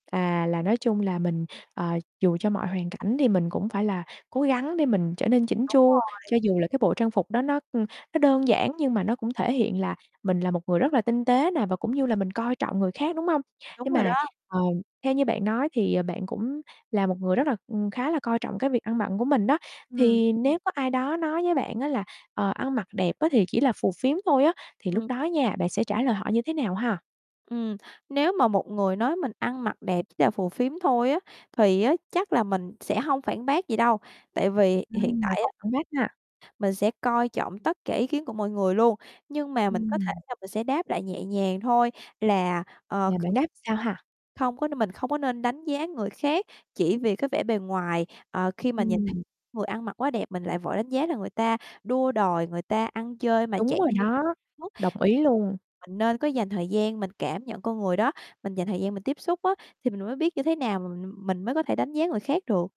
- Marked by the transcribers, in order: static; distorted speech
- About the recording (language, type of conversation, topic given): Vietnamese, podcast, Phong cách ăn mặc ảnh hưởng đến sự tự tin của bạn như thế nào?